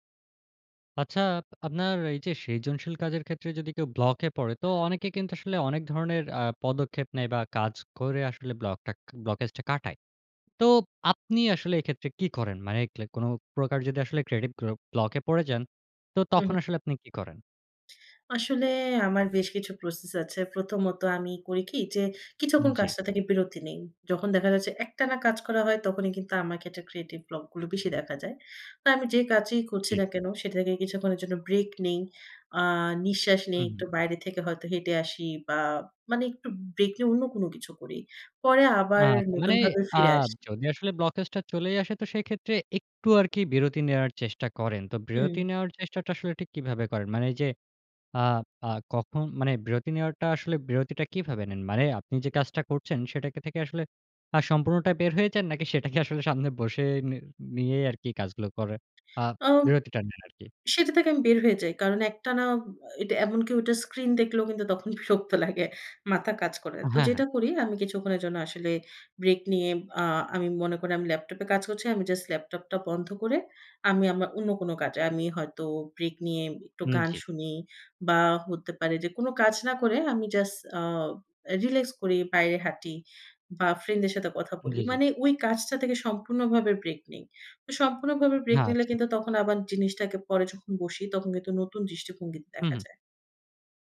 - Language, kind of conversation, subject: Bengali, podcast, কখনো সৃজনশীলতার জড়তা কাটাতে আপনি কী করেন?
- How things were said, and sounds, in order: "সৃজনশীল" said as "সিজনশীল"; other background noise; tapping; laughing while speaking: "সেটাকে আসলে সামনে বসে নি নিয়েই"; laughing while speaking: "তখন বিরক্ত লাগে"